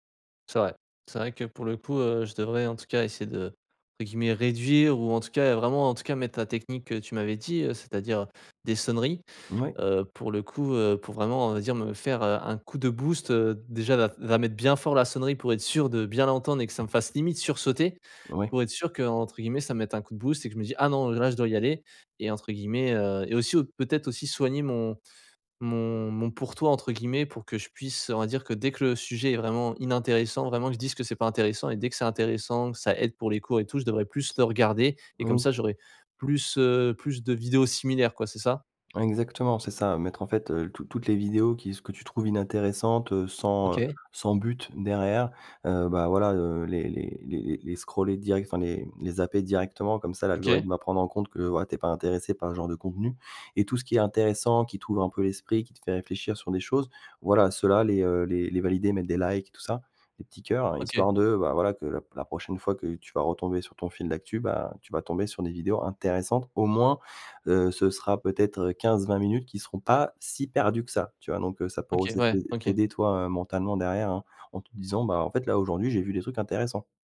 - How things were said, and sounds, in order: tapping; other background noise
- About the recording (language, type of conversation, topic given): French, advice, Comment les distractions constantes de votre téléphone vous empêchent-elles de vous concentrer ?